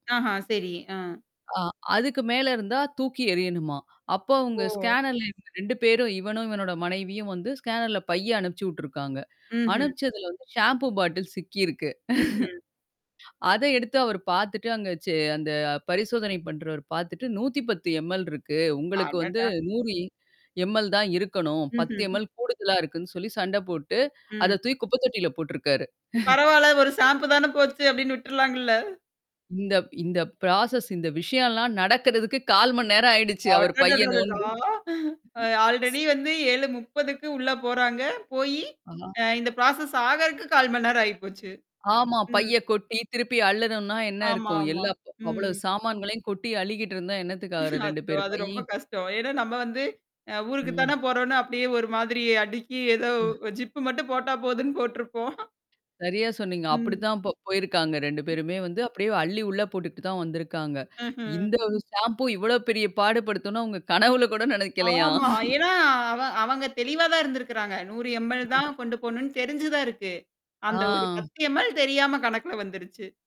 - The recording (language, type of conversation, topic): Tamil, podcast, விமானம் தவறவிட்ட அனுபவம் உங்களுக்கு எப்போதாவது ஏற்பட்டதுண்டா?
- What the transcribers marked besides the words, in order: in English: "ஸ்கேனர்ல"; in English: "ஸ்கேனர்ல"; tapping; distorted speech; laugh; in English: "எம்.எல்"; in English: "எம்.எல்"; in English: "எம்எல்"; chuckle; in English: "ப்ராசஸ்"; other noise; in English: "ஆல்ரெடி"; in English: "ப்ராசஸ்"; other background noise; chuckle; in English: "ஜிப்"